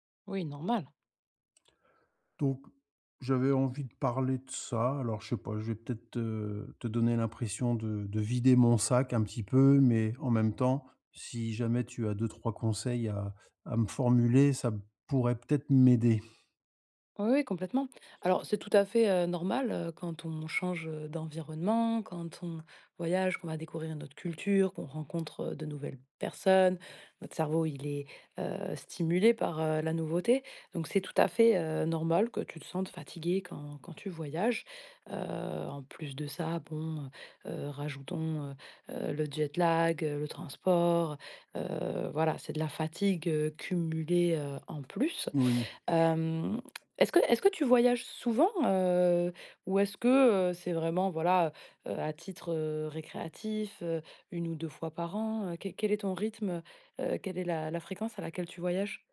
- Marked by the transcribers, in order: in English: "jet lag"
- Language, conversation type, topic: French, advice, Comment gérer la fatigue et les imprévus en voyage ?